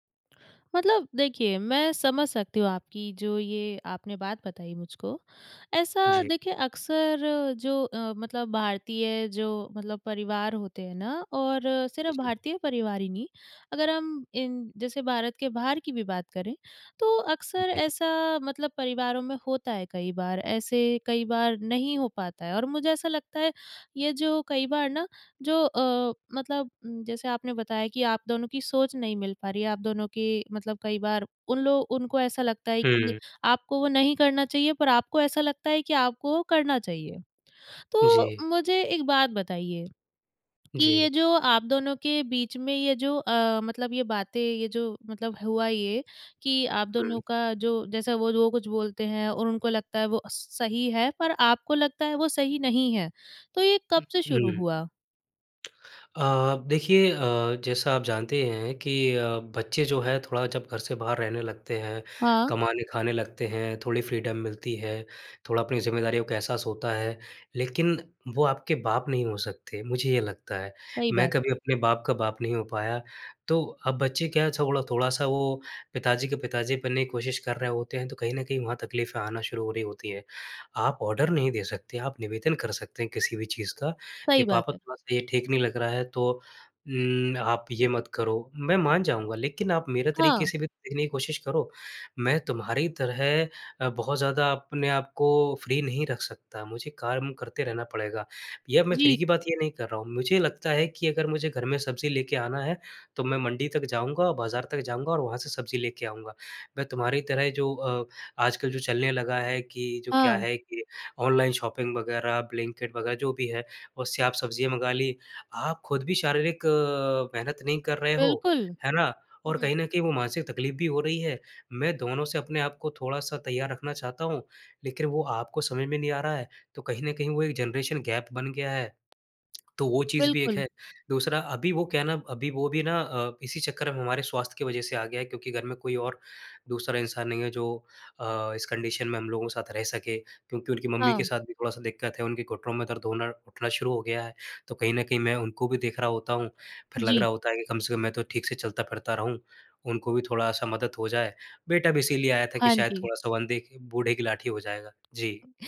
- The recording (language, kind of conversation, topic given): Hindi, advice, वयस्क संतान की घर वापसी से कौन-कौन से संघर्ष पैदा हो रहे हैं?
- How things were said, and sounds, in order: tongue click; in English: "फ़्रीडम"; in English: "ऑर्डर"; in English: "फ़्री"; in English: "फ़्री"; in English: "शॉपिंग"; in English: "जनरेशन गैप"; in English: "कंडीशन"